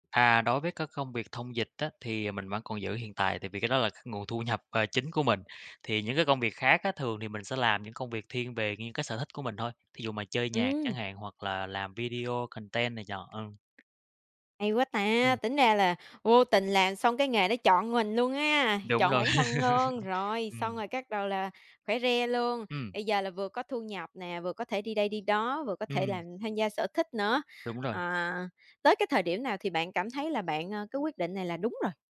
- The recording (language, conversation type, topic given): Vietnamese, podcast, Bạn có thể kể về một quyết định sai của mình nhưng lại dẫn đến một cơ hội tốt hơn không?
- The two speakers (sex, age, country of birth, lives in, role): female, 25-29, Vietnam, Vietnam, host; male, 30-34, Vietnam, Vietnam, guest
- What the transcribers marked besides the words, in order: tapping; in English: "content"; chuckle